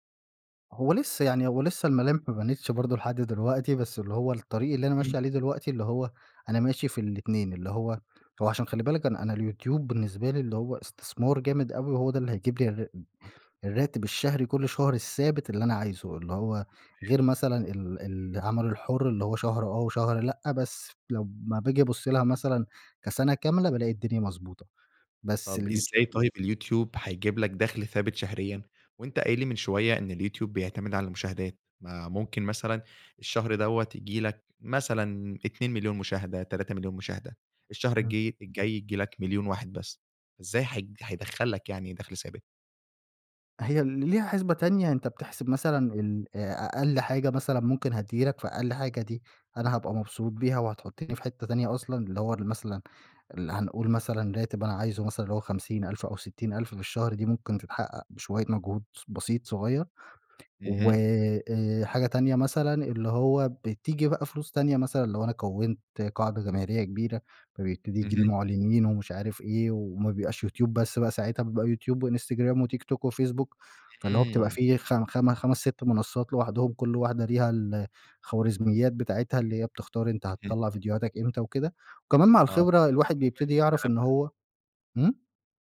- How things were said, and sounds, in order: none
- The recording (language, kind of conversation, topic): Arabic, podcast, إزاي بتوازن بين شغفك والمرتب اللي نفسك فيه؟